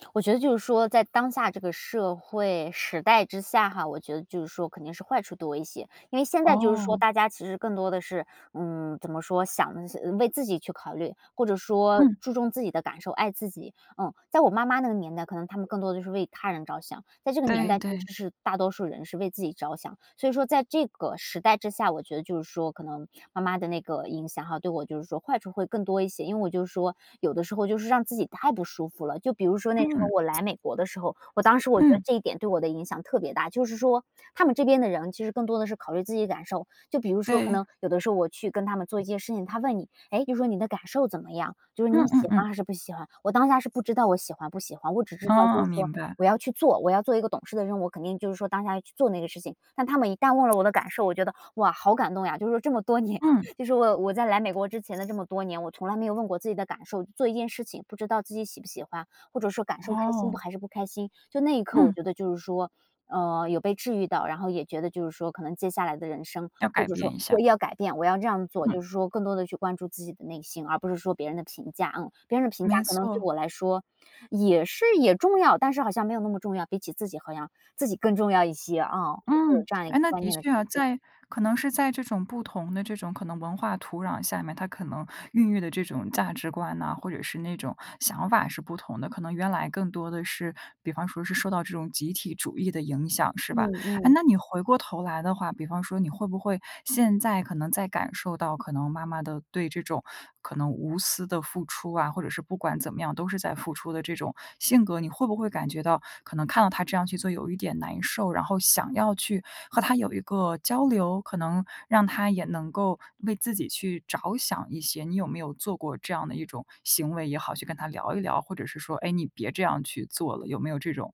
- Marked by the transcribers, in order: other noise; other background noise; laughing while speaking: "年"; laughing while speaking: "重要"
- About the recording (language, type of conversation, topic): Chinese, podcast, 你觉得父母的管教方式对你影响大吗？